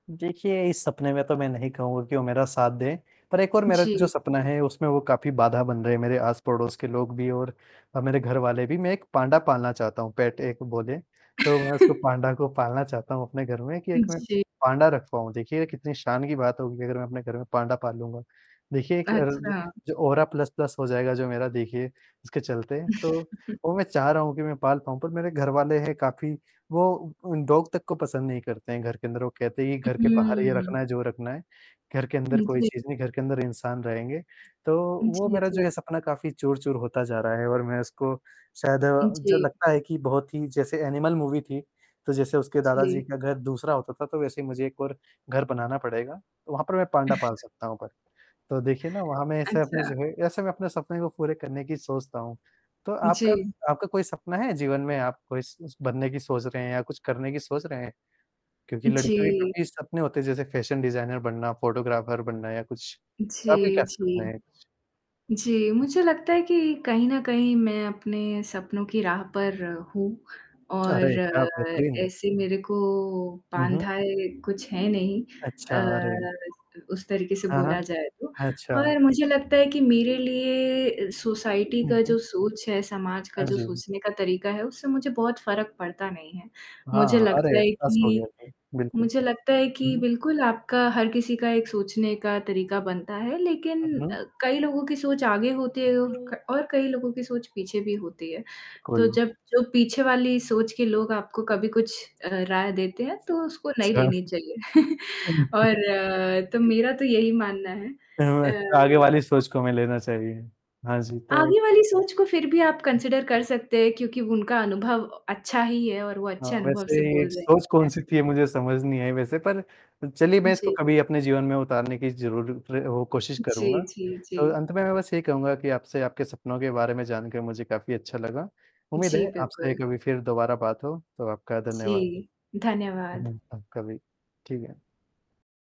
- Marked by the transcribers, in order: static; distorted speech; in English: "पेट"; chuckle; tapping; in English: "औरा प्लस प्लस"; chuckle; in English: "डॉग"; other background noise; in English: "मूवी"; other noise; in English: "फैशन डिज़ाइनर"; in English: "फोटोग्राफर"; in English: "सोसाइटी"; chuckle; in English: "कंसिडर"
- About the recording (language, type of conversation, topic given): Hindi, unstructured, क्या आपको लगता है कि समाज सपनों को पूरा करने में बाधा बनता है?
- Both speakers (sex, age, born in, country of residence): female, 25-29, India, France; male, 20-24, India, India